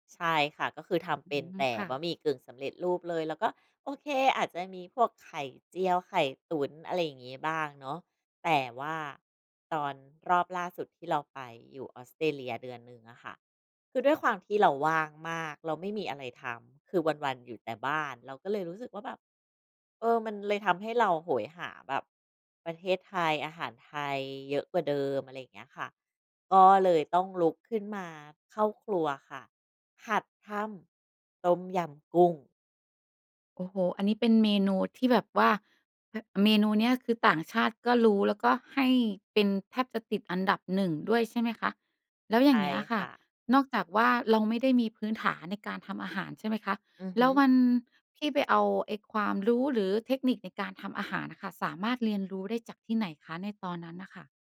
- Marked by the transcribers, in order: none
- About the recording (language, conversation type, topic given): Thai, podcast, อาหารช่วยให้คุณปรับตัวได้อย่างไร?